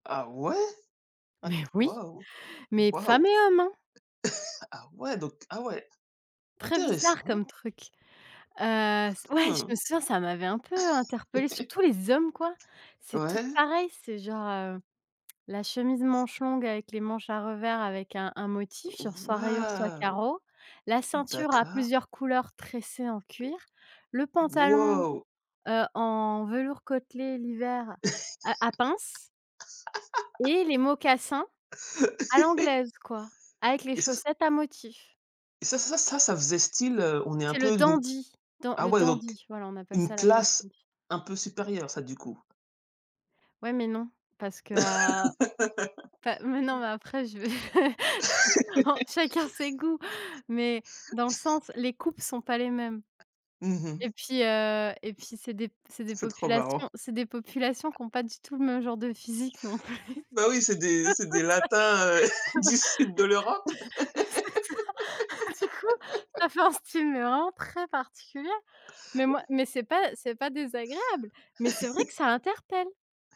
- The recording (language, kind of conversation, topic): French, unstructured, Quelle a été votre rencontre interculturelle la plus enrichissante ?
- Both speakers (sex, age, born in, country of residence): female, 30-34, France, France; female, 40-44, France, United States
- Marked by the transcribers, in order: surprised: "Ah ouais ?"; chuckle; laugh; stressed: "hommes"; other noise; tsk; drawn out: "Waouh !"; other background noise; laugh; laugh; stressed: "classe"; laugh; tapping; laugh; laugh; laughing while speaking: "en chacun ses goûts"; laugh; laughing while speaking: "Ça c'est ça. Du coup"; laugh; chuckle; laugh; laugh